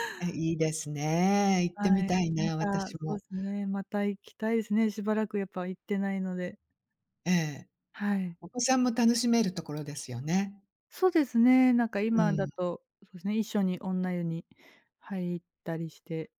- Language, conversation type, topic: Japanese, podcast, お風呂でリラックスするためのコツはありますか？
- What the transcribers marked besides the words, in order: none